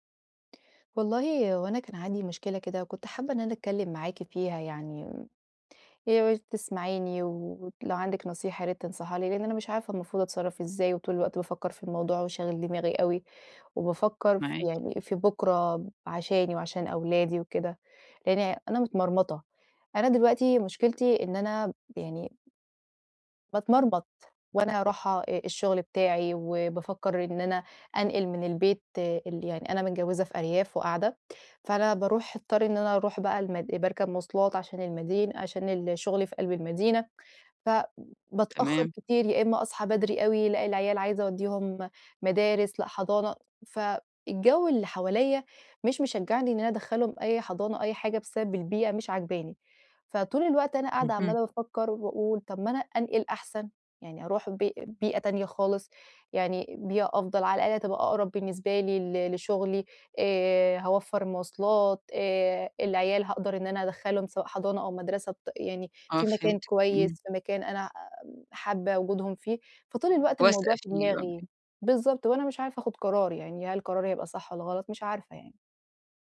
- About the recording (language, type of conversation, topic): Arabic, advice, إزاي أنسّق الانتقال بين البيت الجديد والشغل ومدارس العيال بسهولة؟
- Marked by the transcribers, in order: other background noise; unintelligible speech